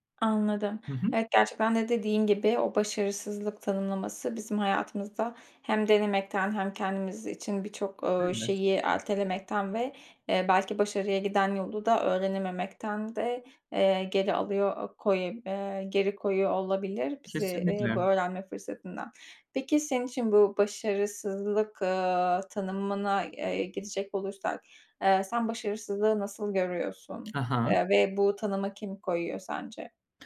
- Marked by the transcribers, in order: unintelligible speech
- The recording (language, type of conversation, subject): Turkish, podcast, Başarısızlığı öğrenme fırsatı olarak görmeye nasıl başladın?